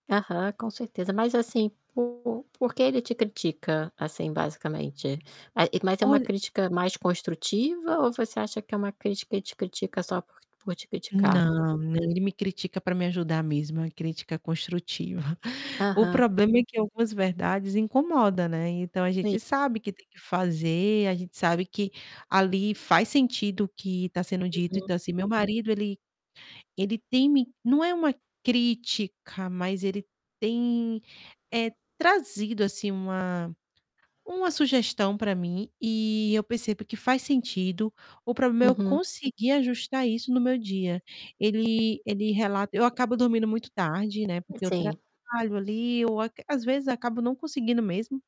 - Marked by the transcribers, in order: distorted speech; other background noise; tapping
- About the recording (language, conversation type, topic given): Portuguese, advice, Como posso equilibrar a autoafirmação e a harmonia ao receber críticas no trabalho ou entre amigos?